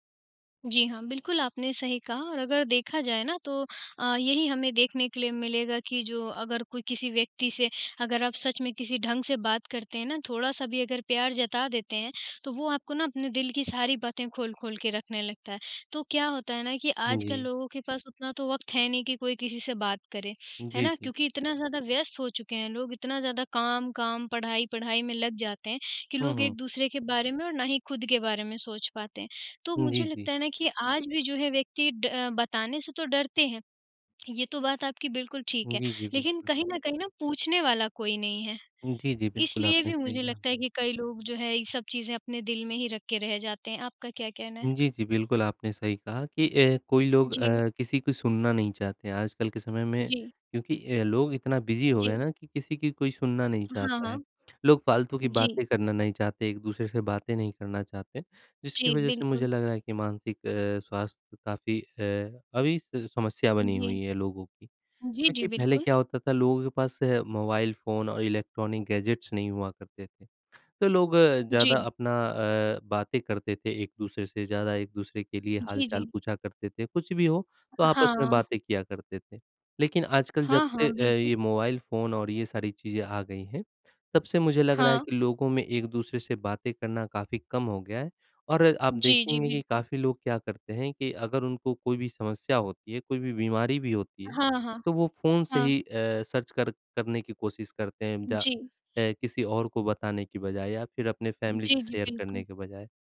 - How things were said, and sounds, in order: in English: "बिज़ी"; other background noise; in English: "इलेक्ट्रॉनिक गैजेट्स"; in English: "सर्च"; in English: "फैमिली"; in English: "शेयर"
- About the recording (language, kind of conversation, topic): Hindi, unstructured, क्या आपको लगता है कि मानसिक स्वास्थ्य पर चर्चा करना ज़रूरी है?